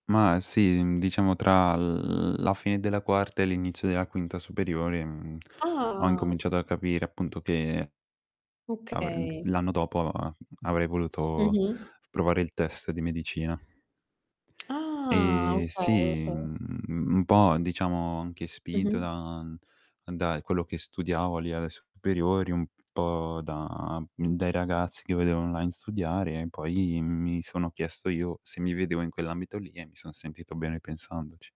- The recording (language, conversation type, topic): Italian, unstructured, Quali sono i tuoi sogni per il futuro?
- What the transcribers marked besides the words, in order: drawn out: "l"; distorted speech; tongue click; drawn out: "Ah"